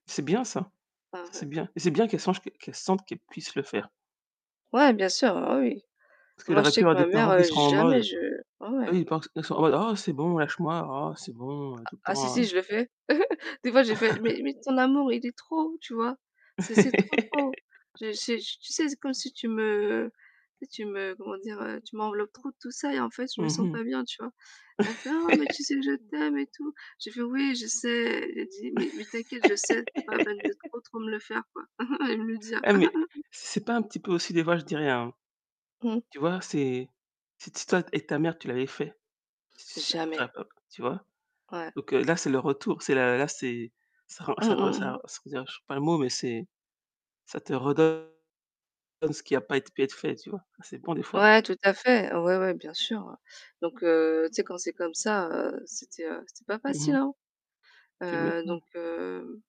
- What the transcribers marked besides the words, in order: chuckle; laugh; laugh; laugh; chuckle; stressed: "Jamais"; tapping; distorted speech
- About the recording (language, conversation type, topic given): French, unstructured, Comment définis-tu le succès pour toi-même ?